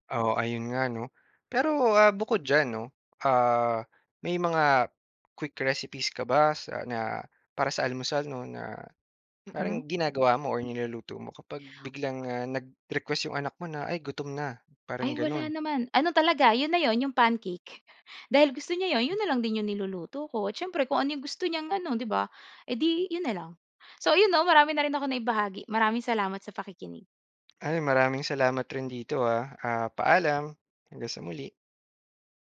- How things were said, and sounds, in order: other noise
- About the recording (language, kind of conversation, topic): Filipino, podcast, Ano ang karaniwang almusal ninyo sa bahay?